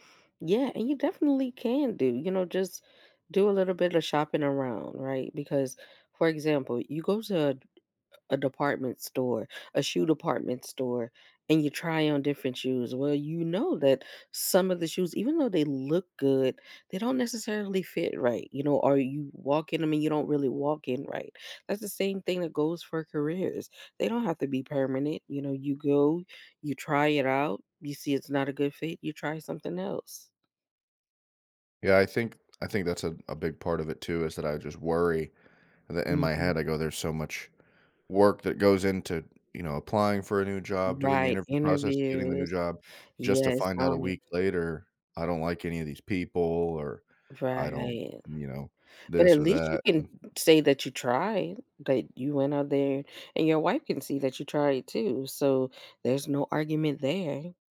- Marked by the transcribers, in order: tapping; other background noise
- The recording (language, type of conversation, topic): English, advice, How can I manage daily responsibilities without getting overwhelmed by stress?
- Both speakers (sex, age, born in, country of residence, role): female, 35-39, United States, United States, advisor; male, 35-39, United States, United States, user